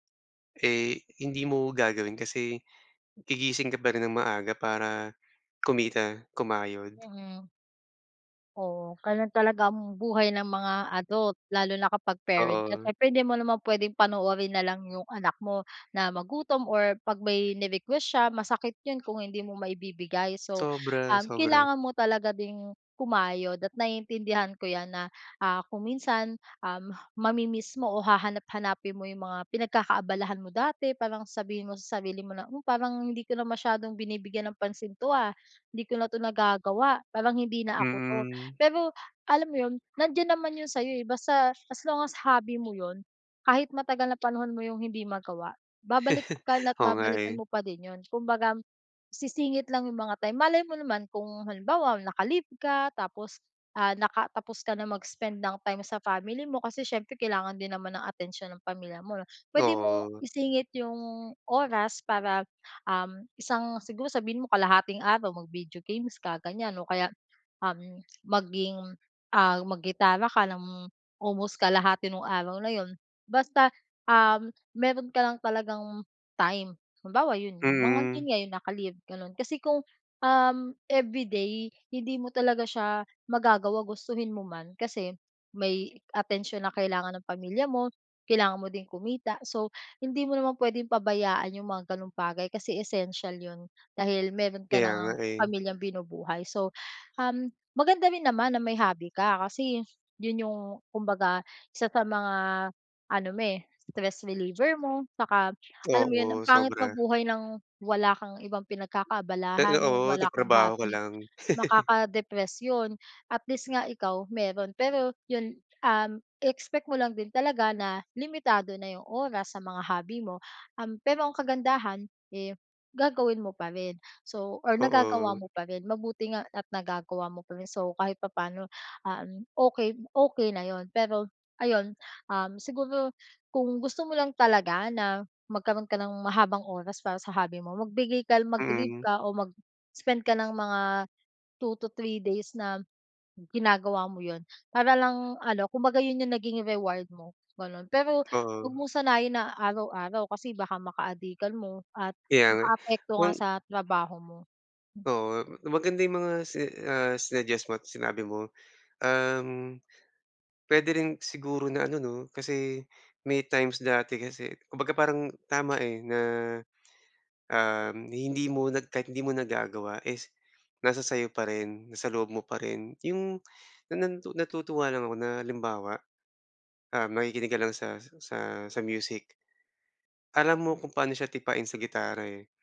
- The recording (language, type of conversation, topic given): Filipino, advice, Paano ako makakahanap ng oras para sa mga libangan?
- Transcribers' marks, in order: other background noise; laugh; tapping; laugh